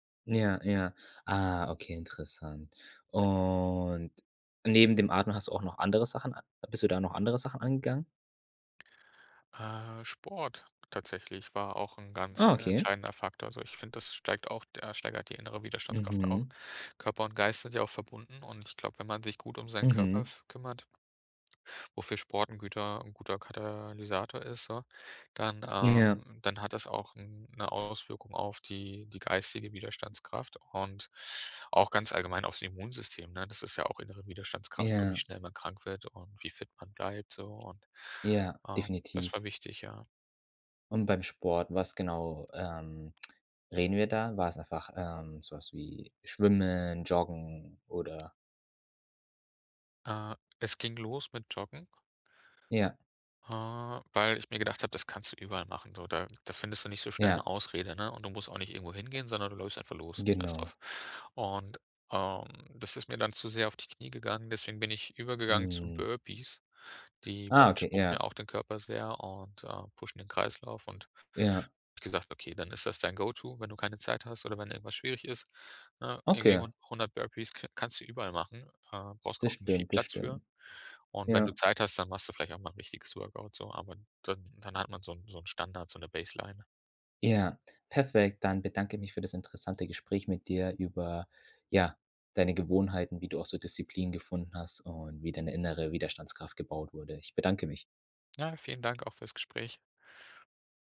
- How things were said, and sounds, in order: other background noise; in English: "pushen"; in English: "Baseline"
- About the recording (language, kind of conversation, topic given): German, podcast, Welche Gewohnheit stärkt deine innere Widerstandskraft?